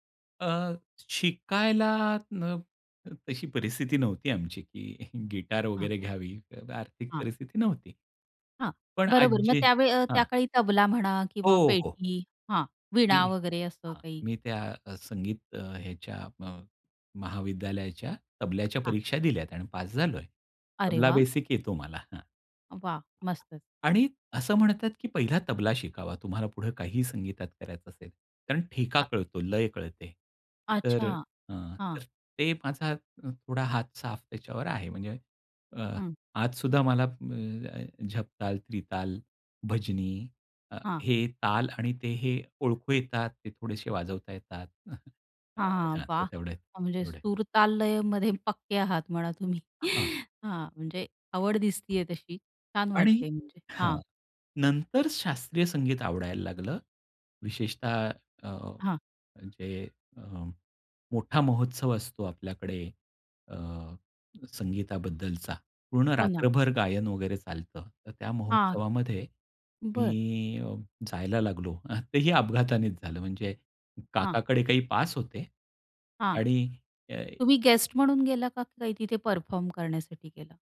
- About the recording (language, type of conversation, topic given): Marathi, podcast, तुला संगीताचा शोध घ्यायला सुरुवात कशी झाली?
- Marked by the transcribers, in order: laughing while speaking: "की"; other background noise; other noise; chuckle; tapping